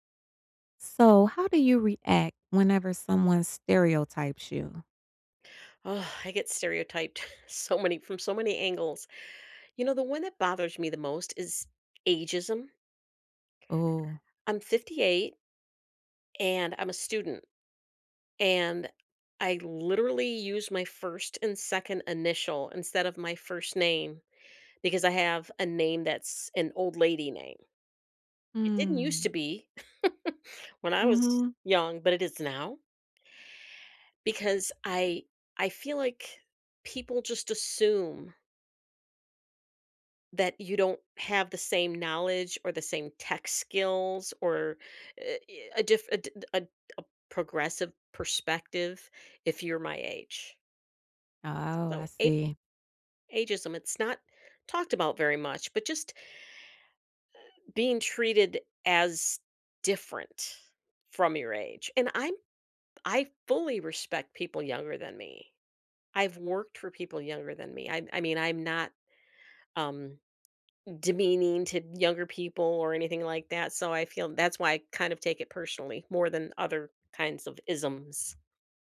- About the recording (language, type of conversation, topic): English, unstructured, How do you react when someone stereotypes you?
- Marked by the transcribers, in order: sigh; scoff; drawn out: "Mm"; chuckle